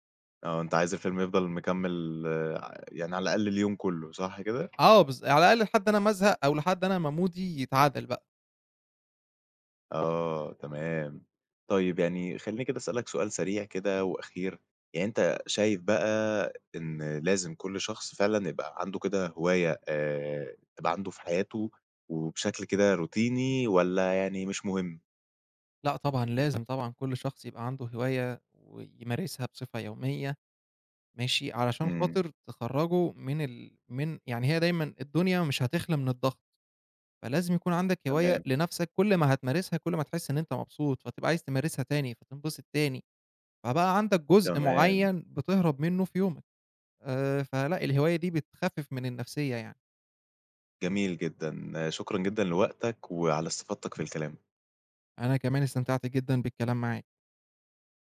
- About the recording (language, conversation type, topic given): Arabic, podcast, احكيلي عن هوايتك المفضلة وإزاي بدأت فيها؟
- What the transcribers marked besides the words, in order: tapping; in English: "مودي"; in English: "روتيني"; other background noise